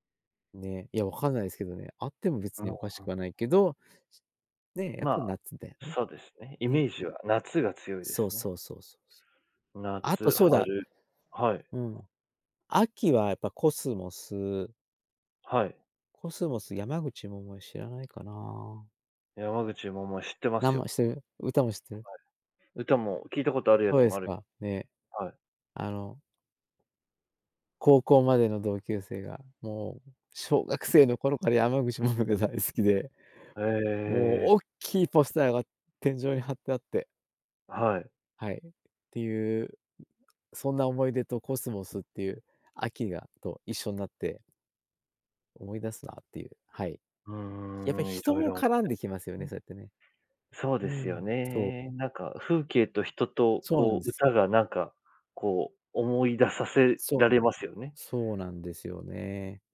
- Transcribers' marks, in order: other background noise
- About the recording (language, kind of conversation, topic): Japanese, podcast, 特定の季節を思い出す曲はありますか？